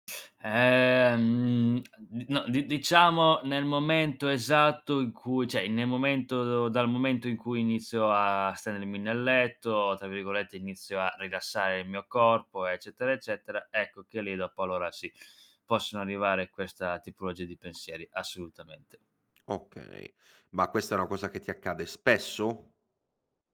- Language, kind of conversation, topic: Italian, advice, Come posso dormire meglio quando la notte mi assalgono pensieri ansiosi?
- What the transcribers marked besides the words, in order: static; drawn out: "Ehm"; "cioè" said as "ceh"; "nel" said as "ne"; "stendermi" said as "stendemi"; "rilassare" said as "rilassae"; tapping; "assolutamente" said as "assoutamente"; distorted speech